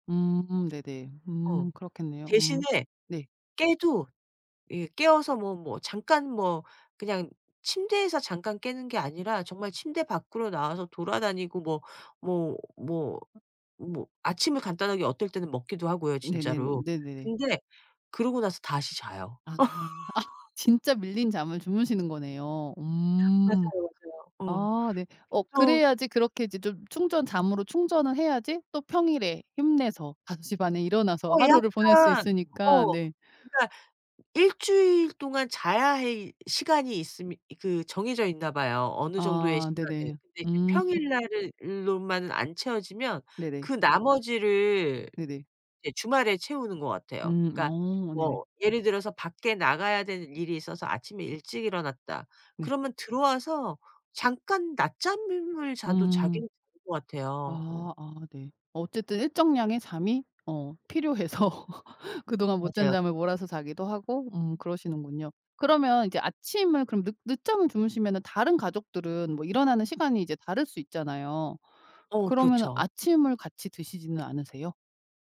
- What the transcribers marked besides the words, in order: tapping; laughing while speaking: "아"; laugh; other background noise; laughing while speaking: "필요해서"; laugh
- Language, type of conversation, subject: Korean, podcast, 아침에 일어나서 가장 먼저 하는 일은 무엇인가요?